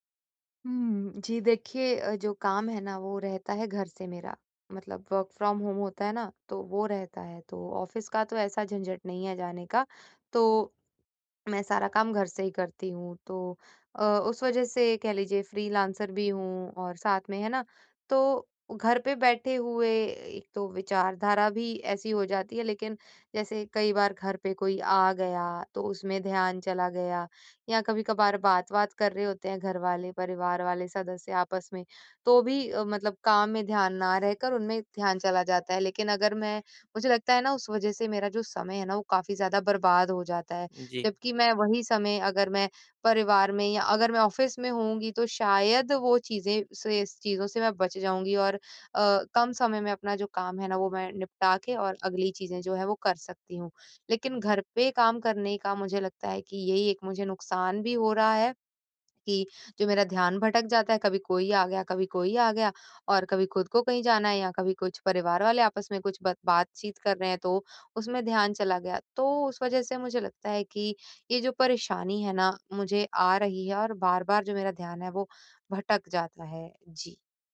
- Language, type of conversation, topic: Hindi, advice, काम करते समय ध्यान भटकने से मैं खुद को कैसे रोकूँ और एकाग्रता कैसे बढ़ाऊँ?
- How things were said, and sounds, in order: in English: "वर्क फ्रॉम होम"; in English: "ऑफ़िस"; in English: "ऑफ़िस"